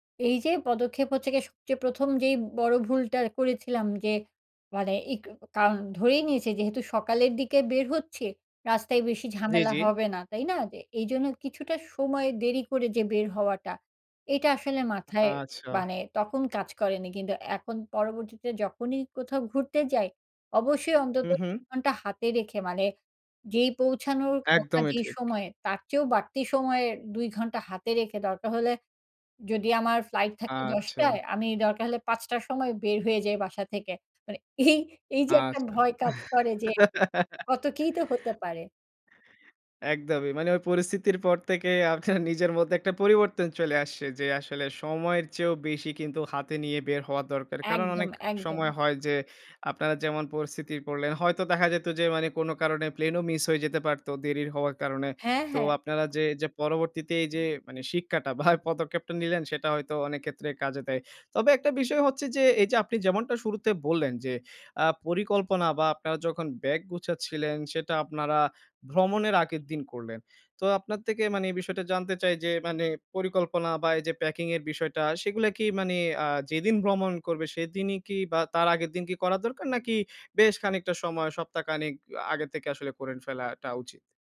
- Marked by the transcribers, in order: other background noise; laughing while speaking: "এই"; laugh; laughing while speaking: "আপনার নিজের"; "দেরি" said as "দেরির"; "শিক্ষাটা" said as "সিক্কাটা"; "হয়তো" said as "অয়ত"; "ক্ষেত্রে" said as "কেত্রে"; "থেকে" said as "তেকে"; "খানেক" said as "কানিক"; "করেন" said as "কোরেন"
- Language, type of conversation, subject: Bengali, podcast, ভ্রমণে তোমার সবচেয়ে বড় ভুলটা কী ছিল, আর সেখান থেকে তুমি কী শিখলে?
- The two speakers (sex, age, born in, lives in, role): female, 40-44, Bangladesh, Finland, guest; male, 25-29, Bangladesh, Bangladesh, host